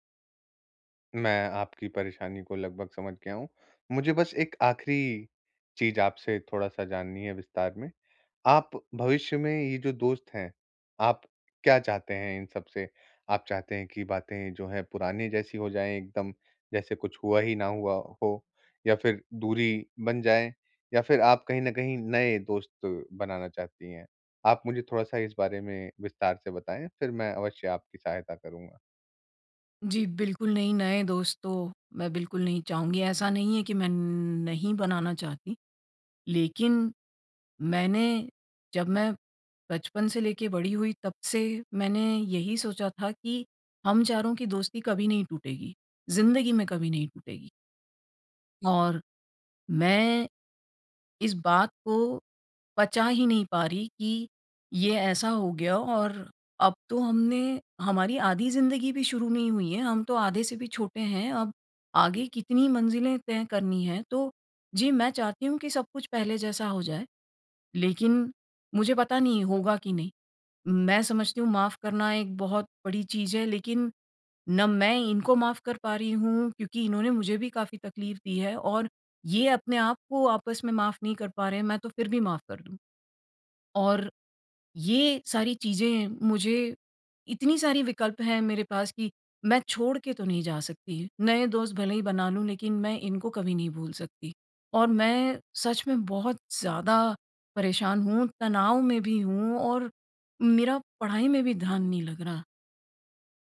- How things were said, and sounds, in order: none
- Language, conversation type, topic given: Hindi, advice, ब्रेकअप के बाद मित्र समूह में मुझे किसका साथ देना चाहिए?